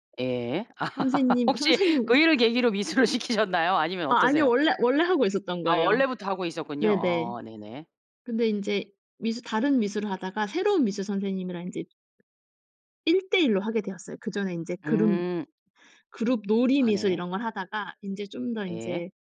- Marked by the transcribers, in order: laugh; laughing while speaking: "미술을 시키셨나요?"; tapping
- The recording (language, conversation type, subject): Korean, podcast, 자녀가 실패했을 때 부모는 어떻게 반응해야 할까요?